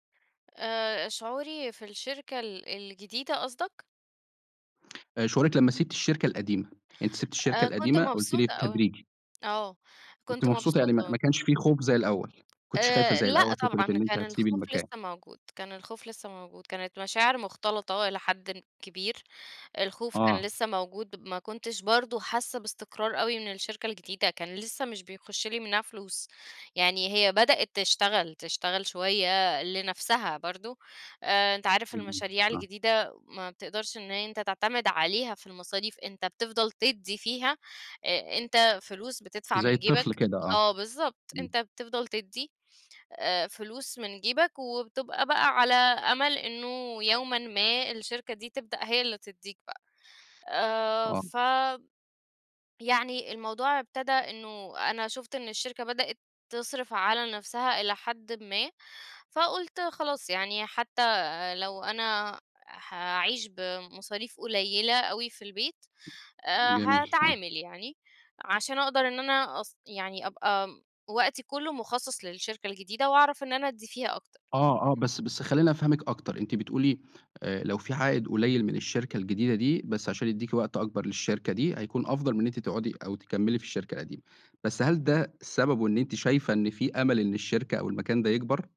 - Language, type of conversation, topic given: Arabic, podcast, إزاي أخدت قرار إنك تسيب وظيفة مستقرة وتبدأ حاجة جديدة؟
- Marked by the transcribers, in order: tapping; unintelligible speech